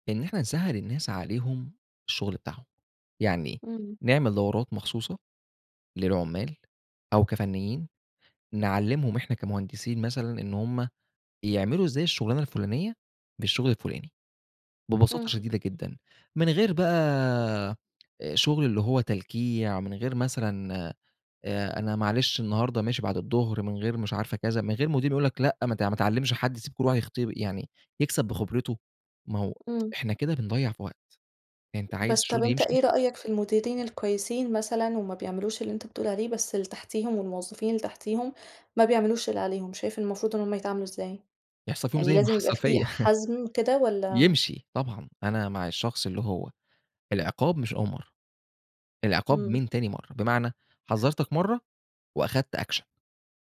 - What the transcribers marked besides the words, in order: tapping; tsk; laugh; in English: "أكشن"
- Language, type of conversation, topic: Arabic, podcast, احكي لنا عن تجربة فشل في شغلك وإيه اللي اتعلمته منها؟